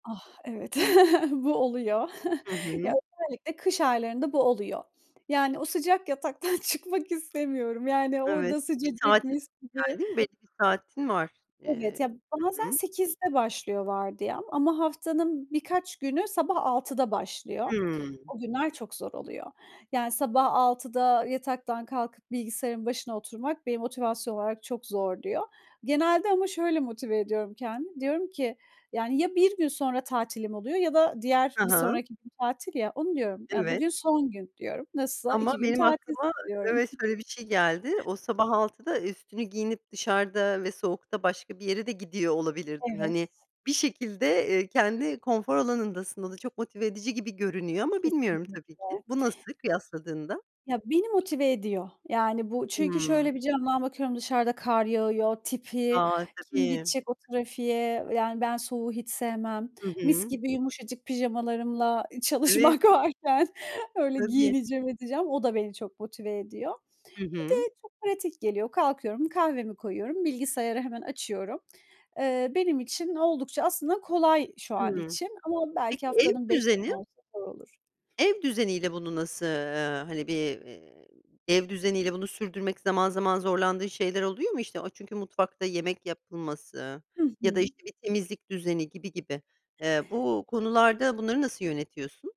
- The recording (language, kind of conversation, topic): Turkish, podcast, Evden çalışırken verimli olmak için neler yapıyorsun?
- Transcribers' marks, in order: chuckle; other background noise; laughing while speaking: "çalışmak varken"